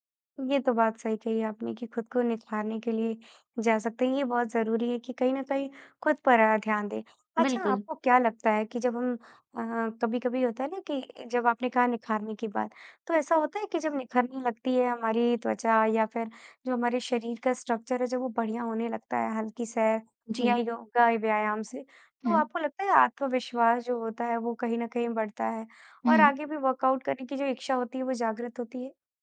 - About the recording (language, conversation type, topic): Hindi, podcast, जिम नहीं जा पाएं तो घर पर व्यायाम कैसे करें?
- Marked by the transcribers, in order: tapping; in English: "स्ट्रक्चर"; in English: "वर्कआउट"